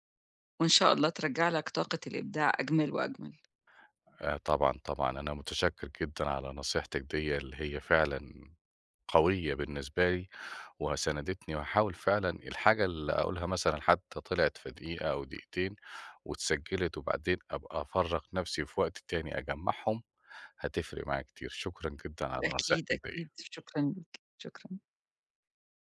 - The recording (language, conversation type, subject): Arabic, advice, إمتى وازاي بتلاقي وقت وطاقة للإبداع وسط ضغط الشغل والبيت؟
- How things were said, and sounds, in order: none